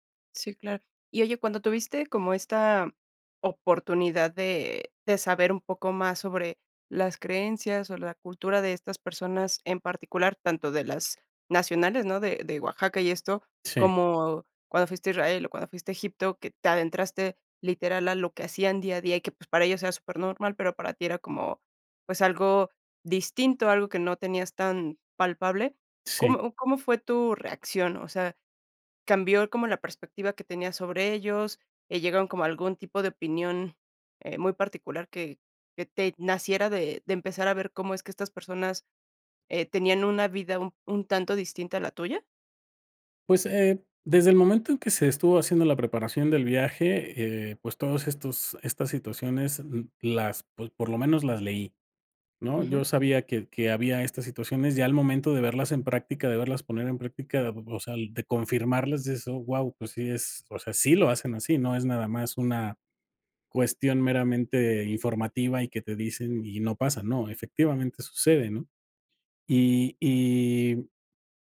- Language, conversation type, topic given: Spanish, podcast, ¿Qué aprendiste sobre la gente al viajar por distintos lugares?
- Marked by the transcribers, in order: none